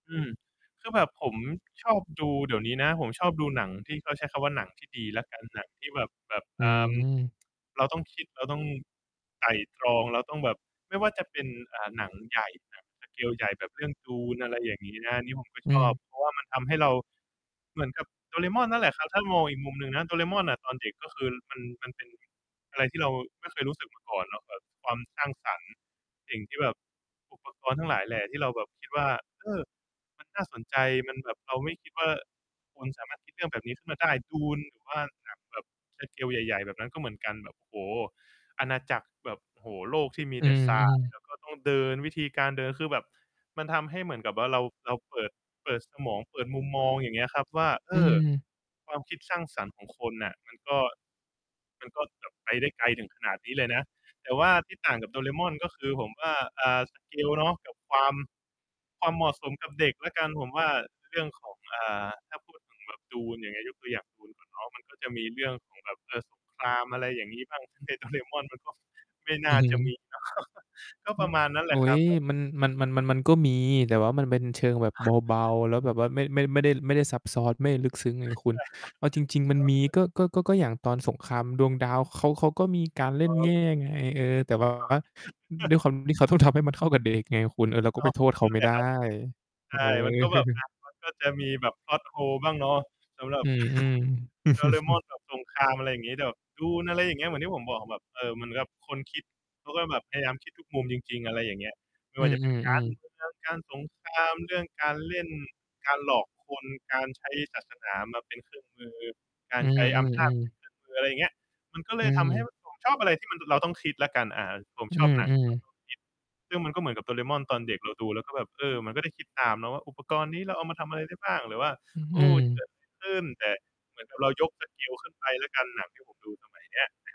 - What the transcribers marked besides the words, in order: mechanical hum; distorted speech; in English: "สเกล"; in English: "สเกล"; in English: "สเกล"; laughing while speaking: "ในโดเรม่อนมันก็"; laugh; chuckle; chuckle; unintelligible speech; chuckle; laughing while speaking: "เออ"; laugh; laugh; in English: "สเกล"
- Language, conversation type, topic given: Thai, podcast, หนังหรือการ์ตูนที่คุณดูตอนเด็กๆ ส่งผลต่อคุณในวันนี้อย่างไรบ้าง?